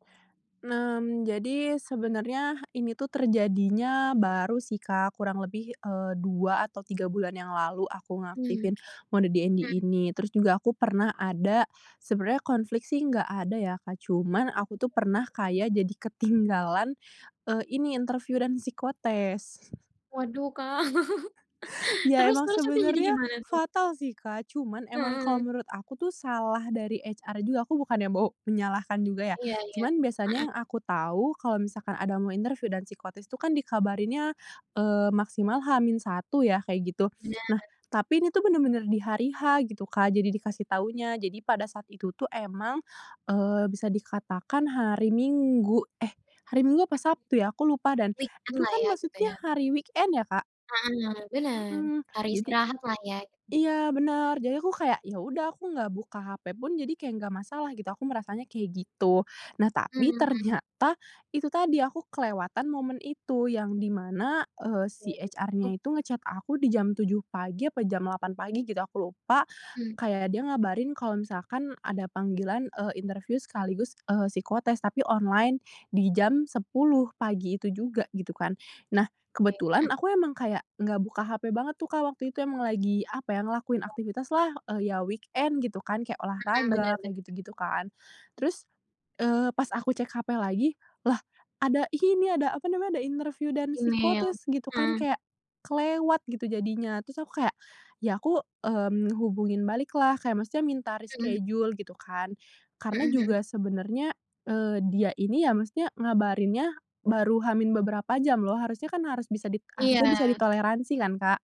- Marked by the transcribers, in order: in English: "DND"; other noise; laughing while speaking: "ketinggalan"; chuckle; laugh; in English: "HR"; in English: "Weekend"; in English: "weekend"; other background noise; in English: "HR-nya"; in English: "nge-chat"; tapping; in English: "weekend"; in English: "reschedule"
- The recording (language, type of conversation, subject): Indonesian, podcast, Bisakah kamu menceritakan momen tenang yang membuatmu merasa hidupmu berubah?